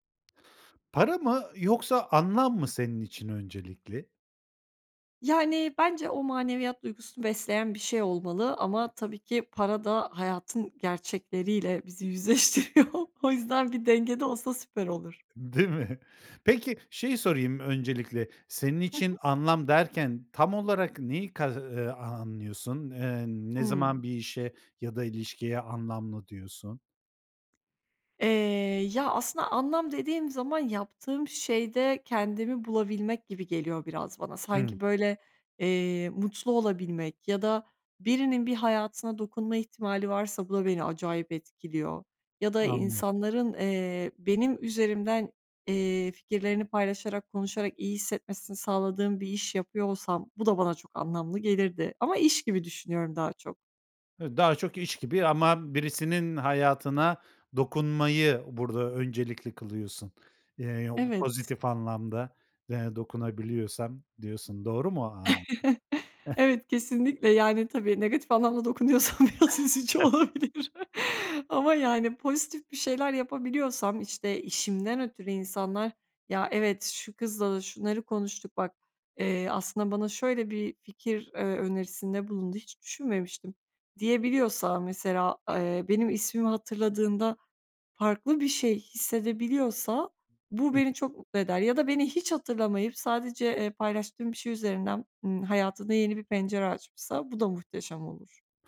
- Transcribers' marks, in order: laughing while speaking: "yüzleştiriyor. O yüzden bir dengede olsa süper olur"; other background noise; chuckle; other noise; laughing while speaking: "biraz üzücü olabilir"; chuckle
- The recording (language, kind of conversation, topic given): Turkish, podcast, Para mı yoksa anlam mı senin için öncelikli?